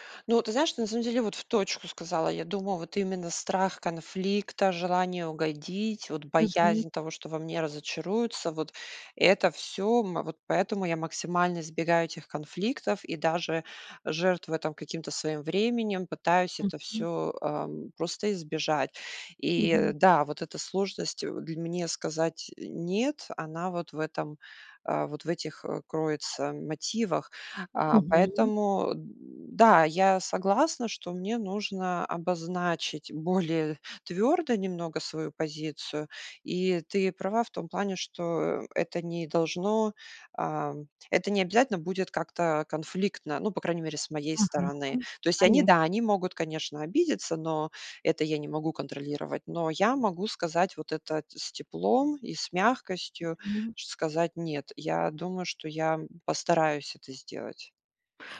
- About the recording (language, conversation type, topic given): Russian, advice, Как мне научиться устанавливать личные границы и перестать брать на себя лишнее?
- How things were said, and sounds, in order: other background noise